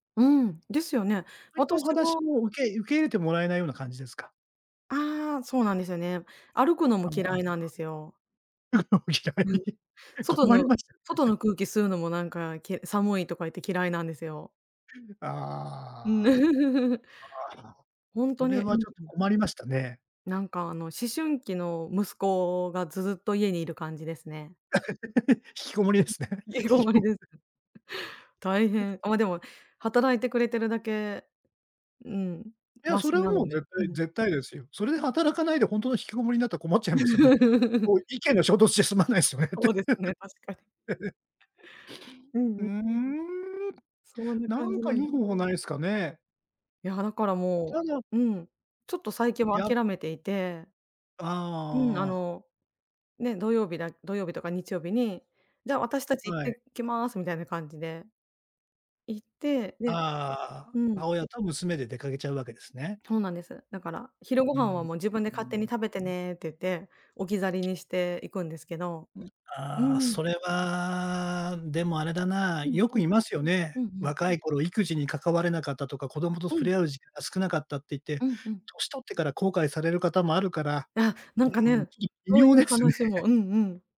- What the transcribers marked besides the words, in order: laughing while speaking: "のも、嫌い。 困りましたね"; laugh; laugh; laughing while speaking: "引きこもりですね。引きこもり"; laughing while speaking: "引きこもりです"; other noise; laugh; laughing while speaking: "そうですね、確かに"; laughing while speaking: "意見が衝突じゃすまないですよね"; laugh; sniff; tapping; laughing while speaking: "微妙ですね"
- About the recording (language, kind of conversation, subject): Japanese, advice, 年中行事や祝日の過ごし方をめぐって家族と意見が衝突したとき、どうすればよいですか？